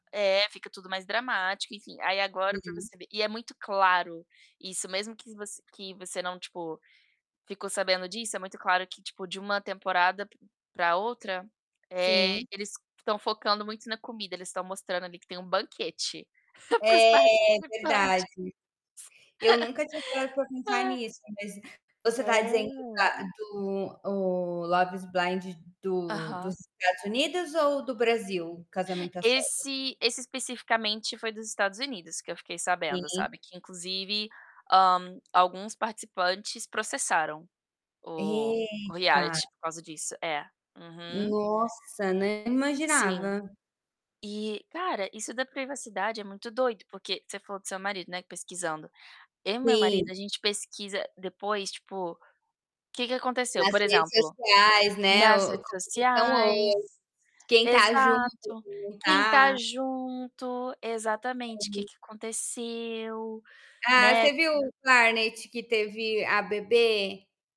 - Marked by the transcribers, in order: distorted speech; tapping; chuckle; laughing while speaking: "pros participantes"; laugh; laughing while speaking: "reality"; other background noise; unintelligible speech; static
- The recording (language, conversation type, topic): Portuguese, unstructured, Você acha que os programas de reality invadem demais a privacidade dos participantes?